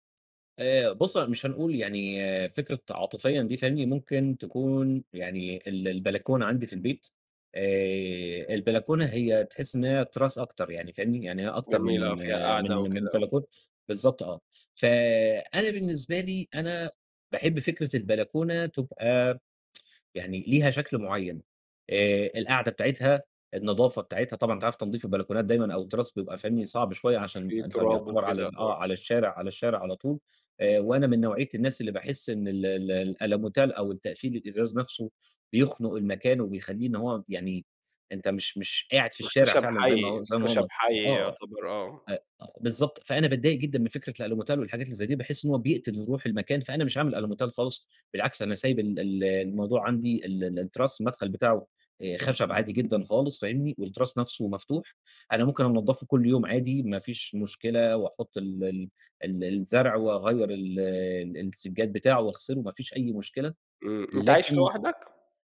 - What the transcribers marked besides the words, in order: tsk; tapping
- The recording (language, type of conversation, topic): Arabic, podcast, إزاي تستغل المساحات الضيّقة في البيت؟
- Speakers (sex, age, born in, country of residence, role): male, 30-34, Egypt, Egypt, guest; male, 30-34, Saudi Arabia, Egypt, host